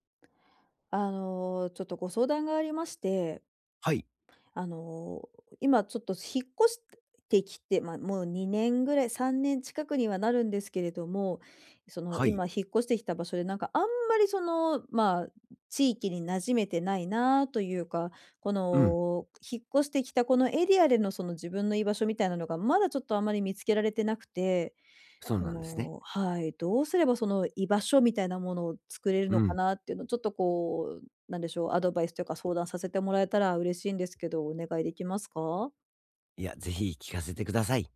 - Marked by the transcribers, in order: none
- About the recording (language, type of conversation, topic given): Japanese, advice, 新しい場所でどうすれば自分の居場所を作れますか？